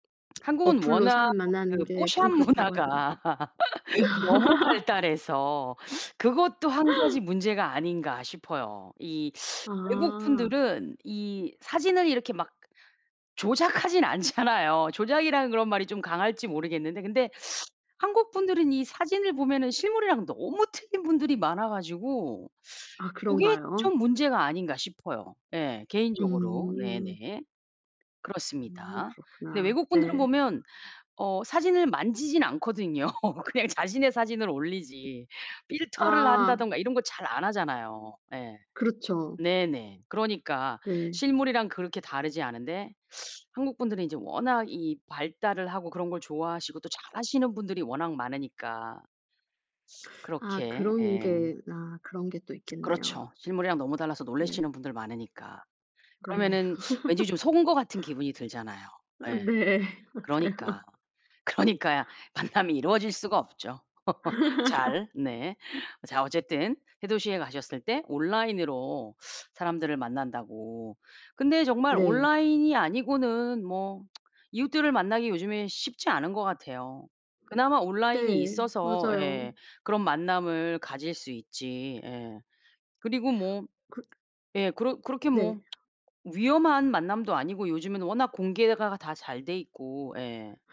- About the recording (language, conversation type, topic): Korean, podcast, 새로운 도시로 이사했을 때 사람들은 어떻게 만나나요?
- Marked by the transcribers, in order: lip smack; tapping; laughing while speaking: "문화가"; laugh; teeth sucking; laugh; teeth sucking; teeth sucking; teeth sucking; laugh; teeth sucking; teeth sucking; other background noise; laugh; teeth sucking; laughing while speaking: "네. 맞아요"; laughing while speaking: "그러니까 만남이"; laugh; teeth sucking; tsk; tsk